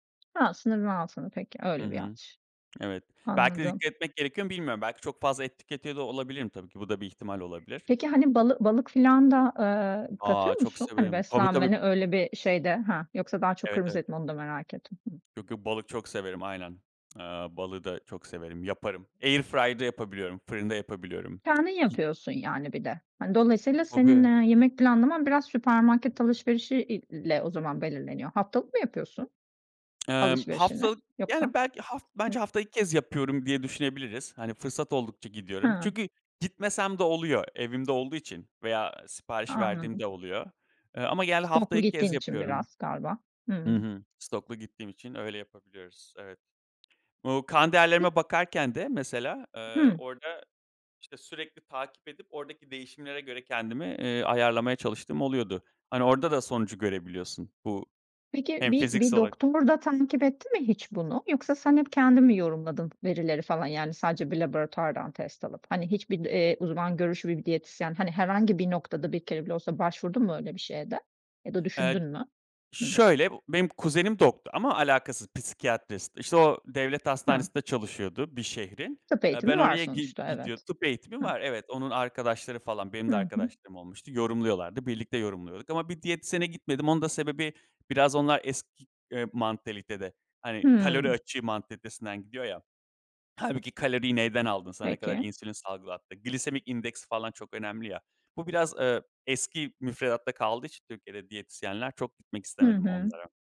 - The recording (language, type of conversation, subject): Turkish, podcast, Yemek planlarını nasıl yapıyorsun, pratik bir yöntemin var mı?
- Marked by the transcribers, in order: tapping; unintelligible speech; other background noise